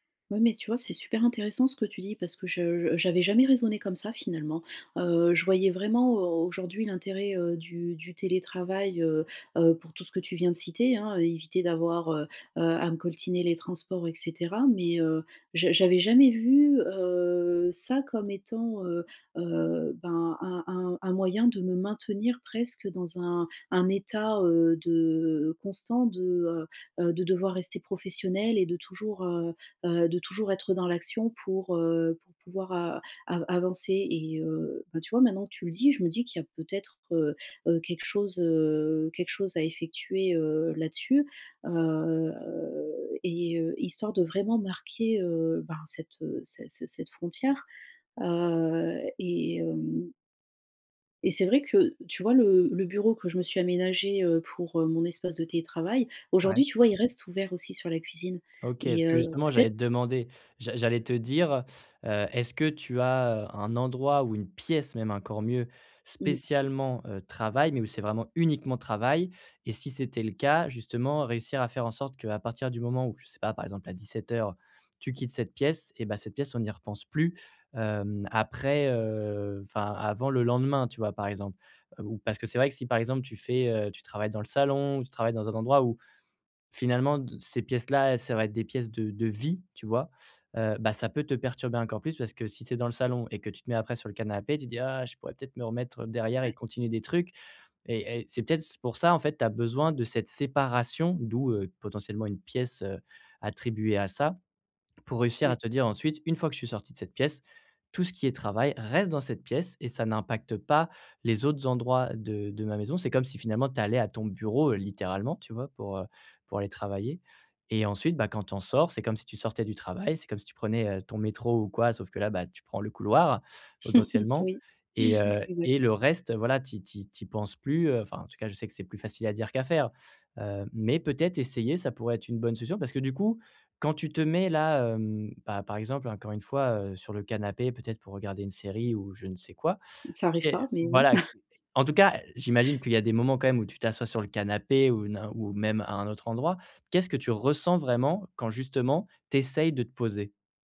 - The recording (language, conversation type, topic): French, advice, Comment puis-je vraiment me détendre chez moi ?
- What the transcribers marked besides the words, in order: drawn out: "heu"; other background noise; stressed: "pièce"; stressed: "séparation"; stressed: "reste"; chuckle; chuckle